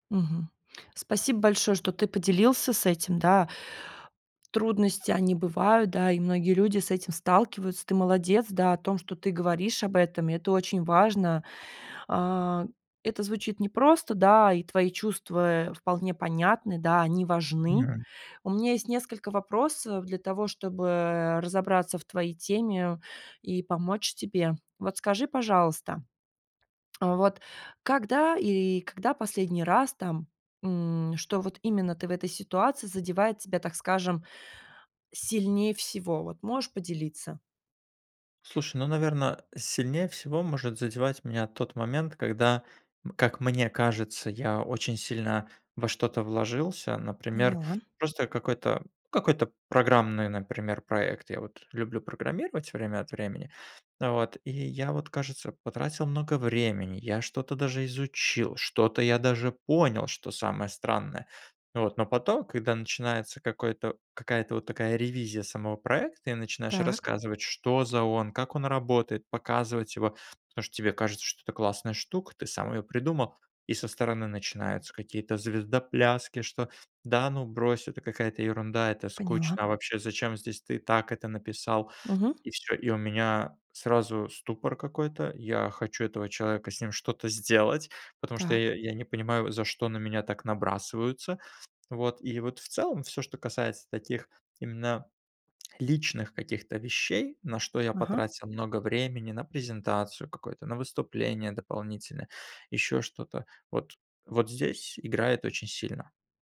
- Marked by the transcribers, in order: tapping; unintelligible speech; swallow; other background noise
- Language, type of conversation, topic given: Russian, advice, Почему мне трудно принимать критику?